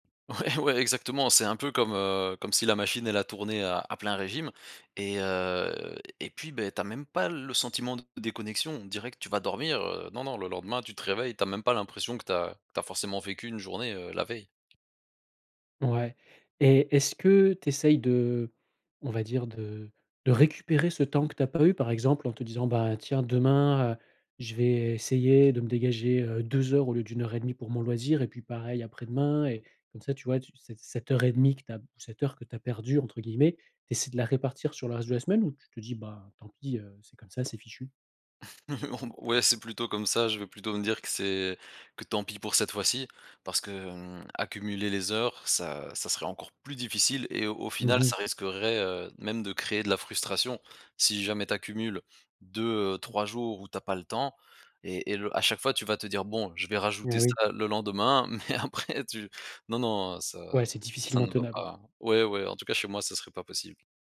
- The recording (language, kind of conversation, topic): French, podcast, Comment trouves-tu l’équilibre entre le travail et les loisirs ?
- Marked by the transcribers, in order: laughing while speaking: "Ouais"; drawn out: "heu"; chuckle; laughing while speaking: "mais après tu"